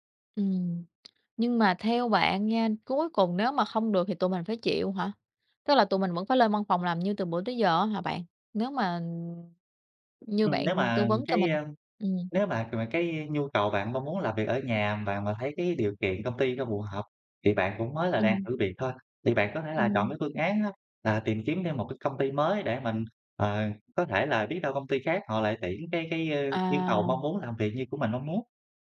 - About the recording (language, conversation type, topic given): Vietnamese, advice, Làm thế nào để đàm phán các điều kiện làm việc linh hoạt?
- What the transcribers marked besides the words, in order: tapping; other background noise